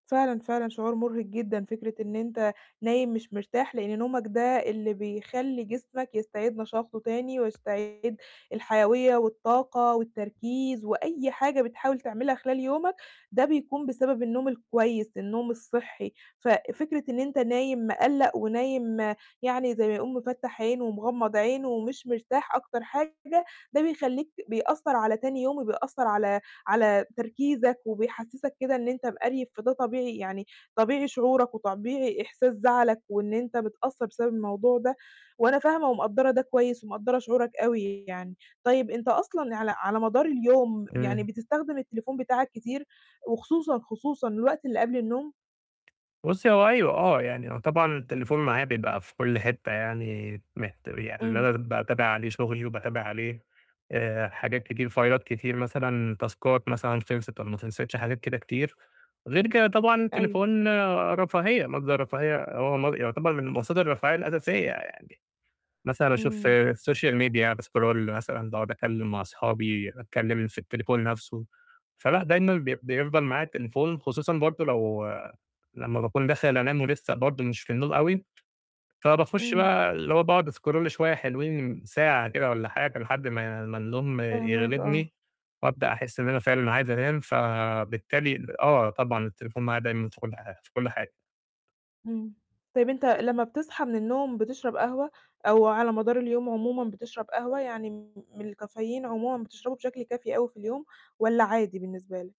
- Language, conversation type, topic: Arabic, advice, ازاي أحسّن جودة نومي عشان أصحى نشيط كل صباح بشكل طبيعي؟
- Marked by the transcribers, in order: tapping; distorted speech; in English: "فايلات"; in English: "تاسكات"; in English: "الsocial media باسكرول"; in English: "أسكرول"